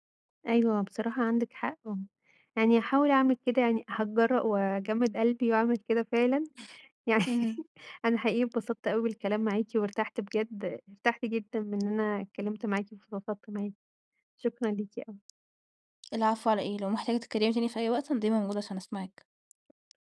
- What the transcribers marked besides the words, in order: tapping; other noise; chuckle
- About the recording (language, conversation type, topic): Arabic, advice, إزاي أبطل أتجنب المواجهة عشان بخاف أفقد السيطرة على مشاعري؟